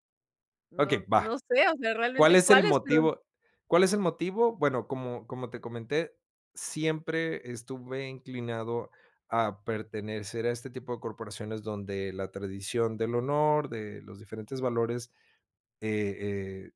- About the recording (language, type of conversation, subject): Spanish, podcast, ¿Qué aventura te hizo sentir vivo de verdad?
- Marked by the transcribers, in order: "pertenecer" said as "pertenercer"